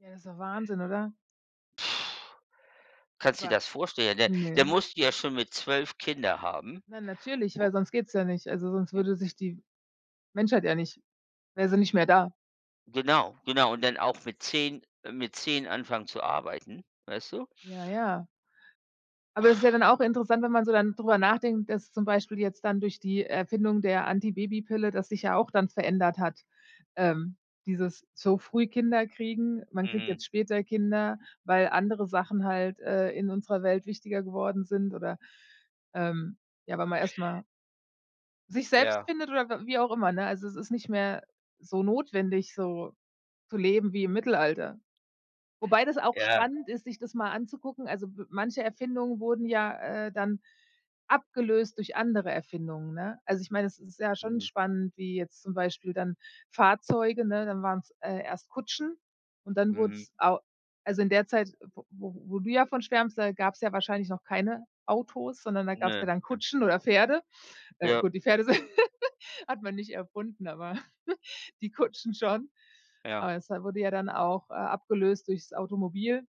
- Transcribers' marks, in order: sigh; other background noise; other noise; sigh; laugh; chuckle
- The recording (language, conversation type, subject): German, unstructured, Welche Erfindung würdest du am wenigsten missen wollen?
- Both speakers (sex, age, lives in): female, 40-44, United States; male, 55-59, United States